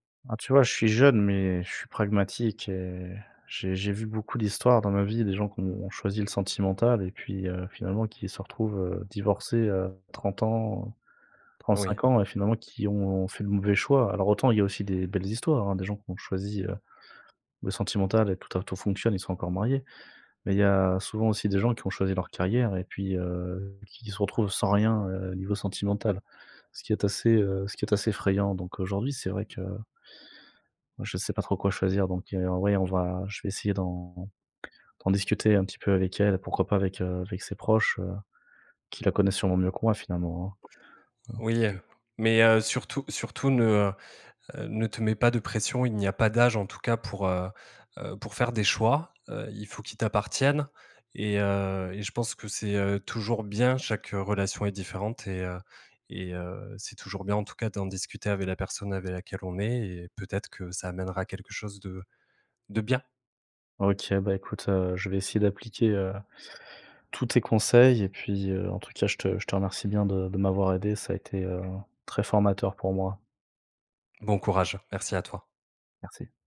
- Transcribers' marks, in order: other background noise; tapping; other noise
- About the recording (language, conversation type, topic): French, advice, Ressentez-vous une pression sociale à vous marier avant un certain âge ?